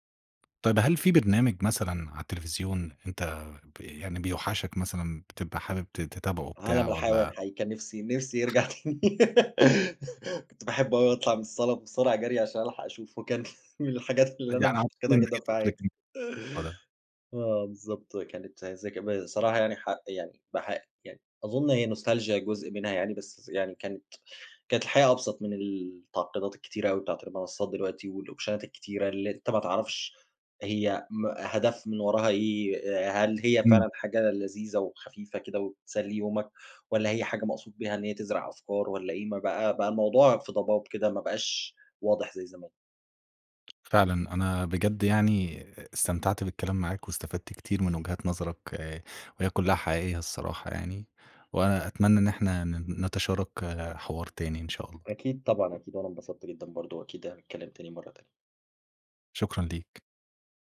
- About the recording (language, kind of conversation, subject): Arabic, podcast, إزاي اتغيّرت عاداتنا في الفرجة على التلفزيون بعد ما ظهرت منصات البث؟
- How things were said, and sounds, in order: tapping; other background noise; giggle; laugh; laughing while speaking: "من الحاجات اللي أنا مفتقدها جدًا في حياتي"; unintelligible speech; in English: "Nostalgia"; in English: "والأوبشنات"